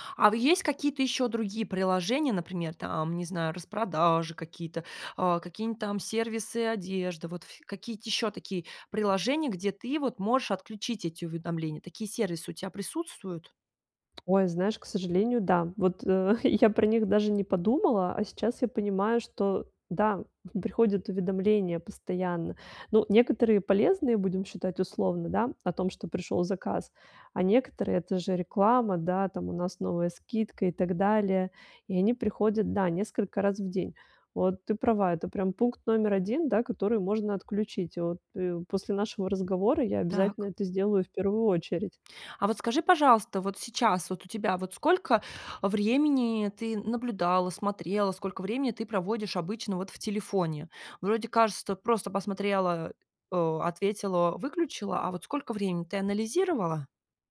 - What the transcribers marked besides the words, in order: "какие-нибудь" said as "какие-нить"; "какие-то" said as "какие-ть"; tapping; chuckle
- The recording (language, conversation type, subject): Russian, advice, Как мне сократить уведомления и цифровые отвлечения в повседневной жизни?